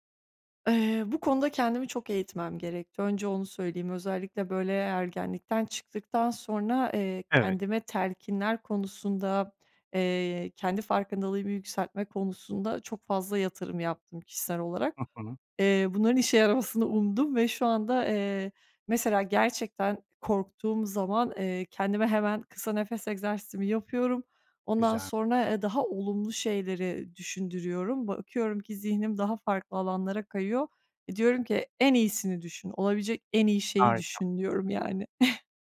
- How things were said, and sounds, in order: chuckle
- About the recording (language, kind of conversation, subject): Turkish, podcast, Korkularınla nasıl yüzleşiyorsun, örnek paylaşır mısın?